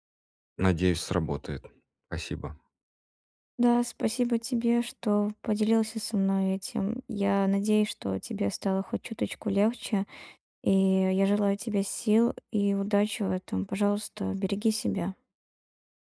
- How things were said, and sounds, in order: none
- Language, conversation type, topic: Russian, advice, Как вести разговор, чтобы не накалять эмоции?